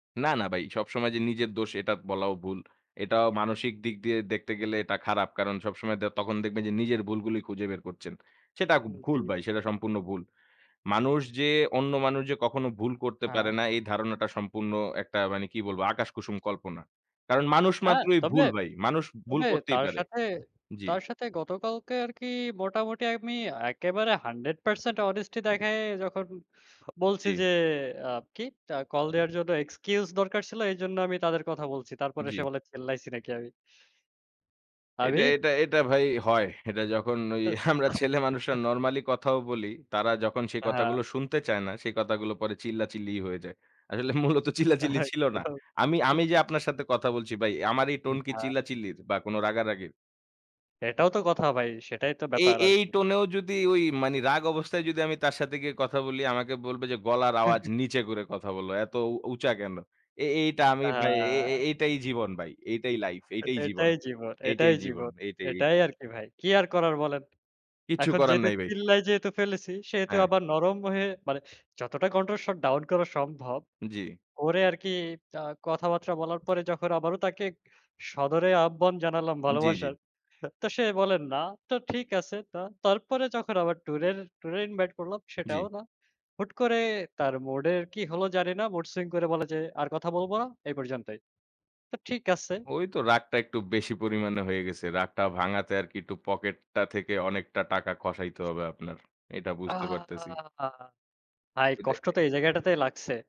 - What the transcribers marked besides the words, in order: "ভাই" said as "বাই"; "করছেন" said as "করচেন"; other background noise; in English: "excuse"; other noise; "কথা" said as "কতা"; "কথা" said as "কতা"; laughing while speaking: "আসলে মূলত চিল্লাচিল্লি ছিল না"; unintelligible speech; "বলছি" said as "বলচি"; "ভাই" said as "বাই"; "ভাই" said as "বাই"; "ভাই" said as "বাই"; in English: "mood swing"; drawn out: "আ"
- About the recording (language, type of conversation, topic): Bengali, unstructured, আপনি কি মনে করেন কাউকে ক্ষমা করা কঠিন?
- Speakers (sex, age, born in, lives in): male, 25-29, Bangladesh, Bangladesh; male, 25-29, Bangladesh, Bangladesh